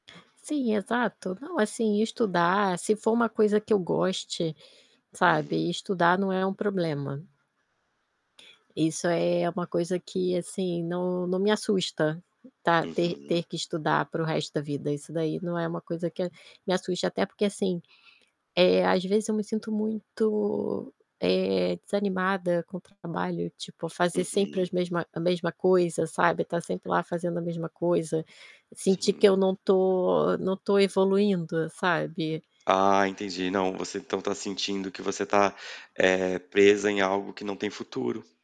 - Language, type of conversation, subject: Portuguese, advice, Devo voltar a estudar para mudar de carreira ou priorizar a vida pessoal?
- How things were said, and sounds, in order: static; other background noise; tapping